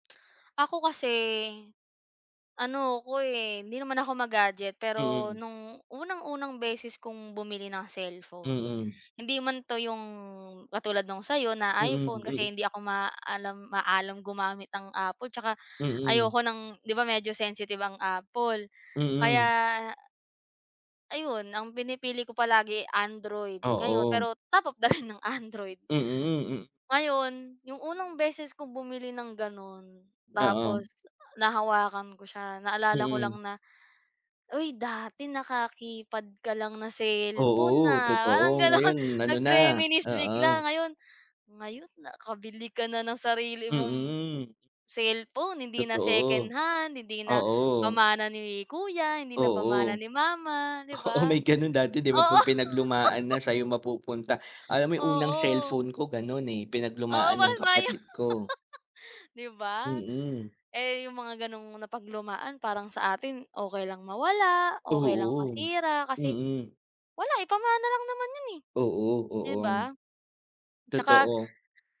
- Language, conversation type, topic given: Filipino, unstructured, Ano ang paborito mong kagamitang nagpapasaya sa iyo?
- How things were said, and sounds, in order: tapping; other background noise; laugh; laugh